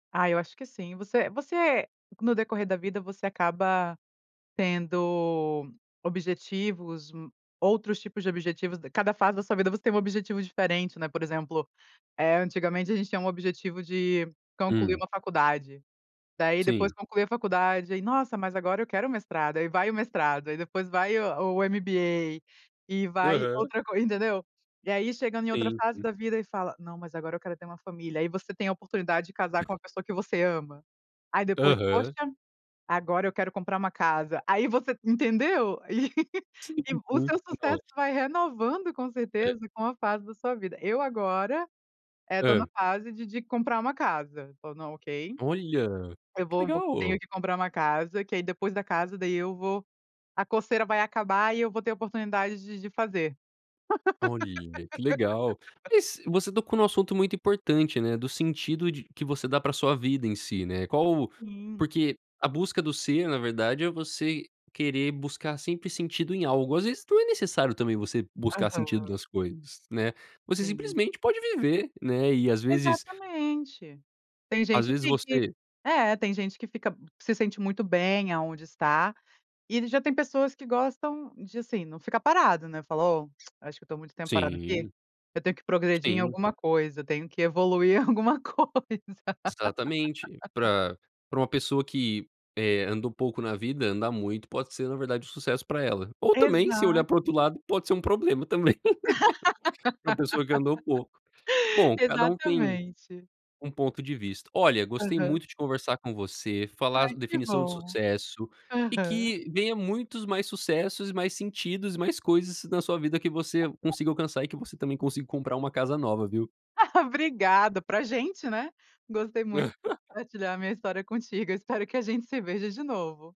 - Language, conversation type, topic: Portuguese, podcast, Como a sua família define sucesso para você?
- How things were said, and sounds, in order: other background noise; chuckle; laugh; laughing while speaking: "em alguma coisa"; laugh; laugh; unintelligible speech; chuckle; chuckle